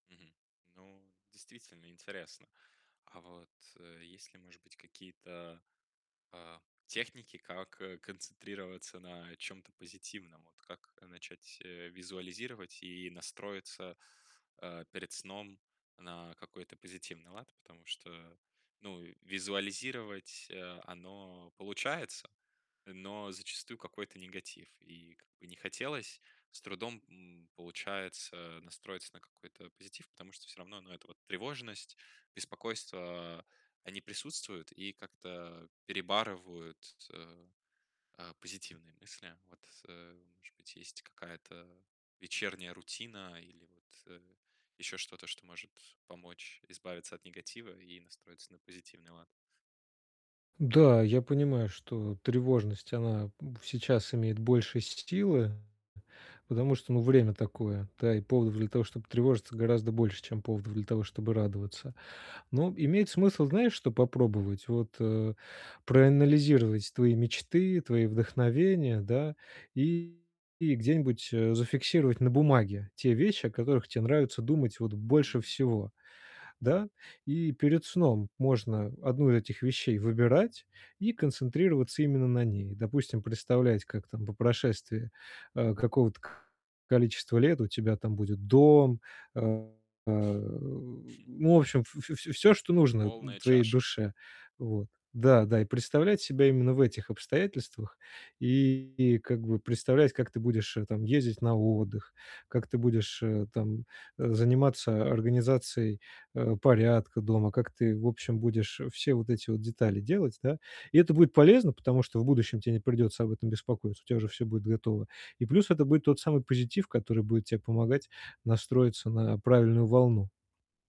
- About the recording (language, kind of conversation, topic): Russian, advice, Как мне уменьшить беспокойство по вечерам перед сном?
- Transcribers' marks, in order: distorted speech; chuckle